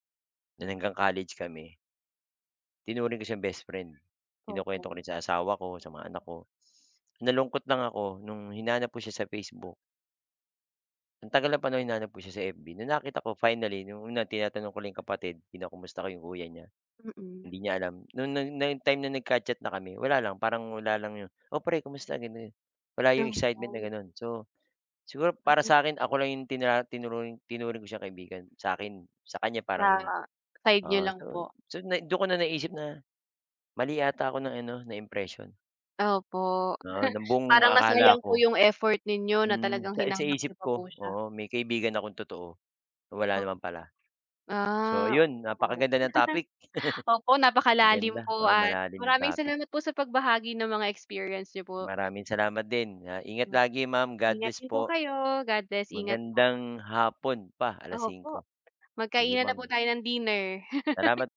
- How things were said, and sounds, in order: sniff; wind; tapping; scoff; other background noise; "hinanap" said as "hinangap"; giggle; laugh; background speech; laugh
- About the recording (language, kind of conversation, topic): Filipino, unstructured, Ano ang diskarte mo sa pagbuo ng mga bagong pagkakaibigan?